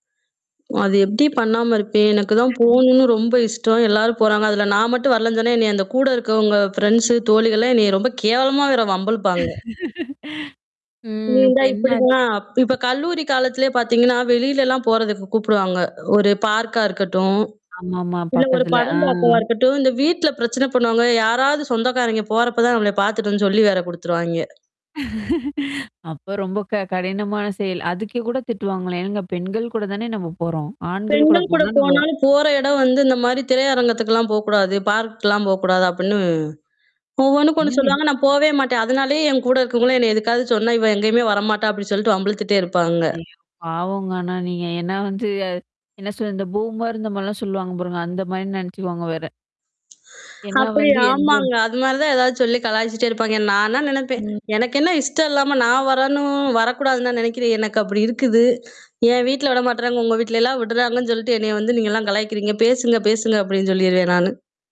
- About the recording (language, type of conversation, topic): Tamil, podcast, சுயவெளிப்பாட்டில் குடும்பப் பாரம்பரியம் எவ்வாறு பாதிப்பை ஏற்படுத்துகிறது?
- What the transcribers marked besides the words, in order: static; other background noise; laugh; laugh; background speech; distorted speech; tapping; other noise; laugh; mechanical hum; drawn out: "வரணும்"